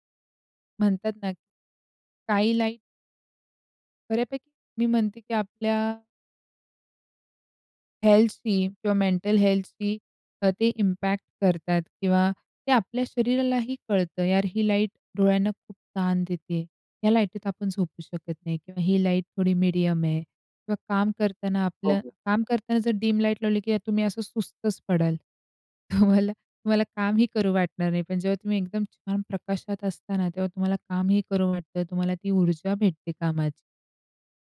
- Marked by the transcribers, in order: in English: "स्कायलाईट"; in English: "हेल्थशी"; in English: "मेंटल हेल्थशी"; in English: "इम्पॅक्ट"; in English: "लाईट"; in English: "लाईटीत"; in English: "लाईट"; in English: "मीडियम"; in English: "डीम लाईट"; chuckle; other background noise
- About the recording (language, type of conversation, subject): Marathi, podcast, घरात प्रकाश कसा असावा असं तुला वाटतं?